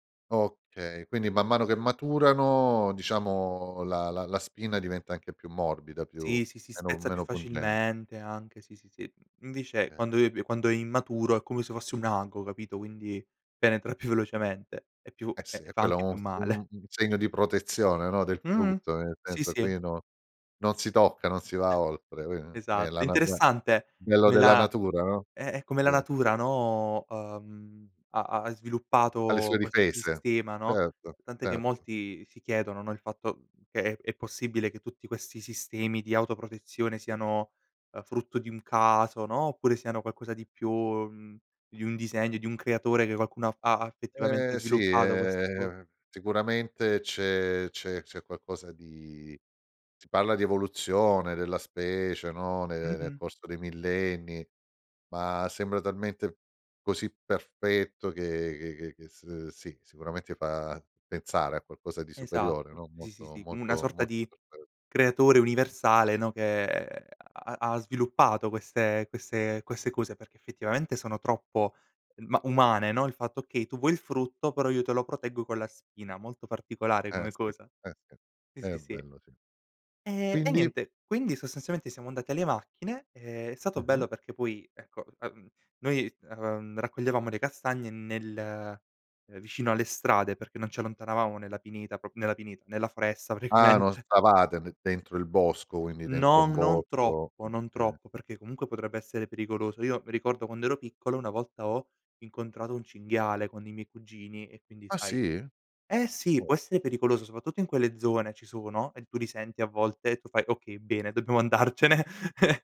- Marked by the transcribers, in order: laughing while speaking: "velocemente"; other background noise; "proprio" said as "propo"; "soprattutto" said as "sopatutto"; laughing while speaking: "andarcene"; chuckle
- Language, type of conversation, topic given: Italian, podcast, Raccontami un’esperienza in cui la natura ti ha sorpreso all’improvviso?